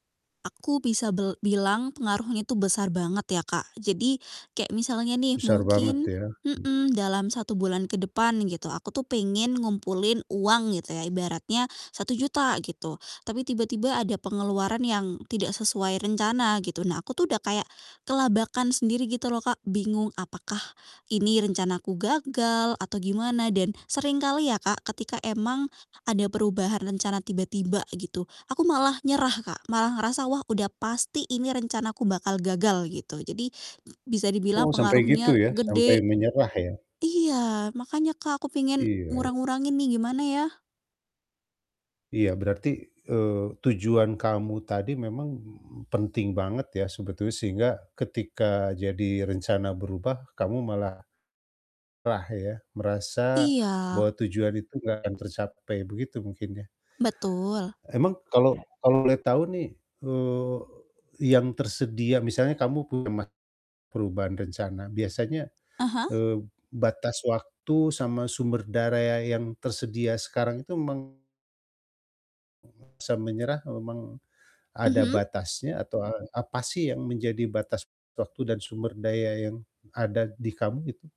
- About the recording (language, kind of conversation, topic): Indonesian, advice, Bagaimana saya menyesuaikan tujuan saat rencana berubah tanpa kehilangan fokus?
- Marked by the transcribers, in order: distorted speech; tapping; other noise; other background noise; "daya" said as "daraya"; unintelligible speech